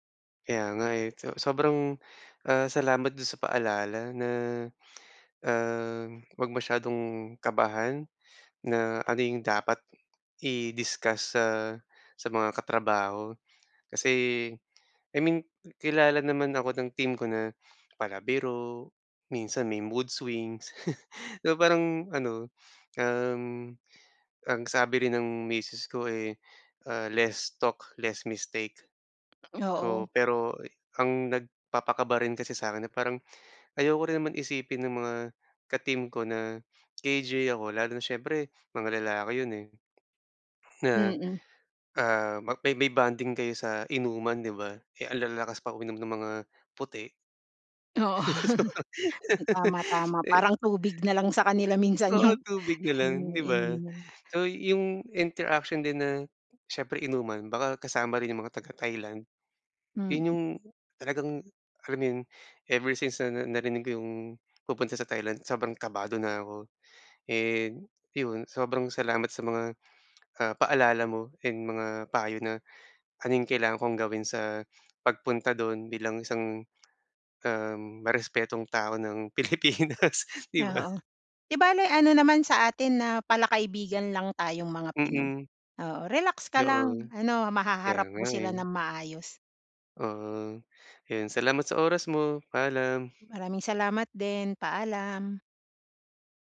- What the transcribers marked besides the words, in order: in English: "mood swings"; chuckle; in English: "Less talk, less mistake"; laughing while speaking: "Oo"; laugh; other background noise; laughing while speaking: "Sobrang"; laugh; in English: "interaction"; in English: "ever since"; laughing while speaking: "Pilipinas"
- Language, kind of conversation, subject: Filipino, advice, Paano ako makikipag-ugnayan sa lokal na administrasyon at mga tanggapan dito?